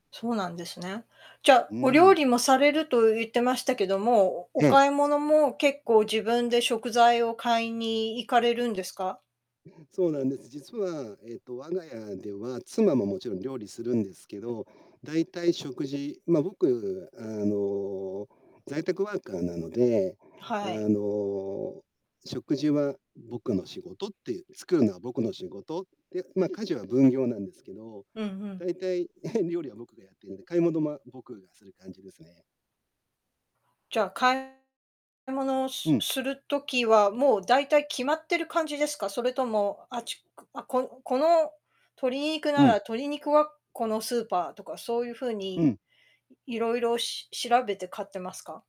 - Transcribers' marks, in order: tapping; distorted speech; chuckle
- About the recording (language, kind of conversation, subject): Japanese, podcast, 普段の食生活で、どんなことに気をつけていますか？